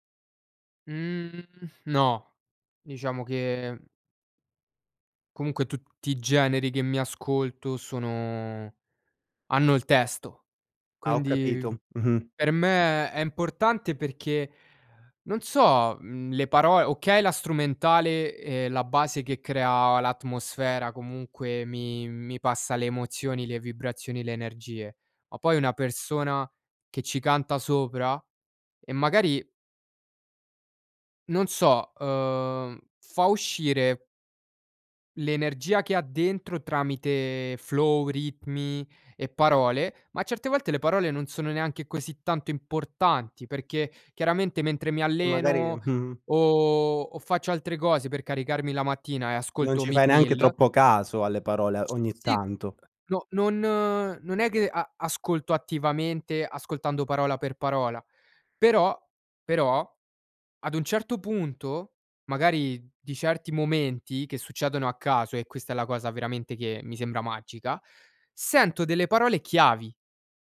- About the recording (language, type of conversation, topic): Italian, podcast, Cosa fai per entrare in uno stato di flow?
- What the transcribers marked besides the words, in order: tapping; in English: "flow"; other background noise